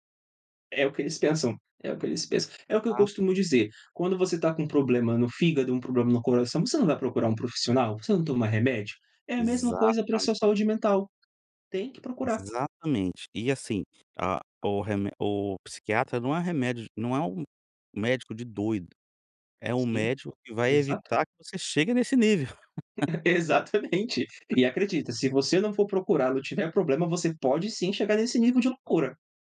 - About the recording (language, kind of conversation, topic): Portuguese, podcast, Você pode contar sobre uma vez em que deu a volta por cima?
- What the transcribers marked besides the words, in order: chuckle; laughing while speaking: "Exatamente"